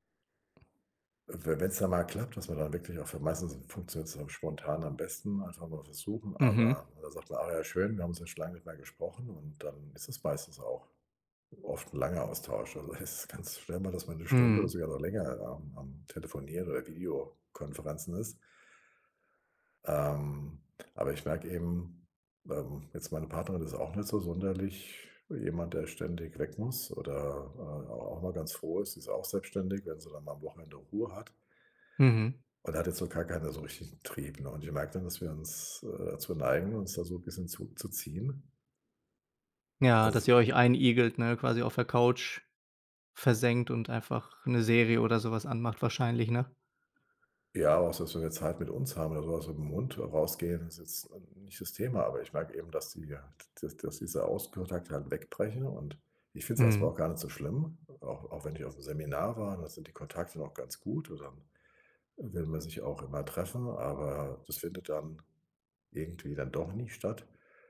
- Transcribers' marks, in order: other background noise; laughing while speaking: "das ist ganz"; other noise
- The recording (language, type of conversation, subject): German, advice, Wie kann ich mit Einsamkeit trotz Arbeit und Alltag besser umgehen?